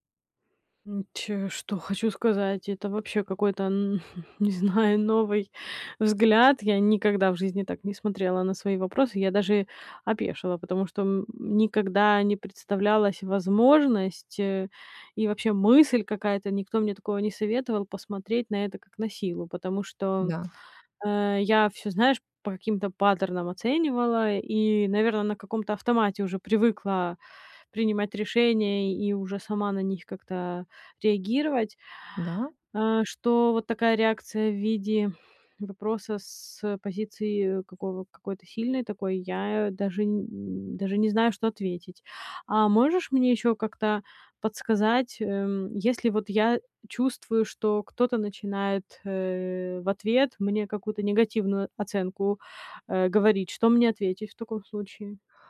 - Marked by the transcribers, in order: none
- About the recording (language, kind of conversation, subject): Russian, advice, Как справиться со страхом, что другие осудят меня из-за неловкой ошибки?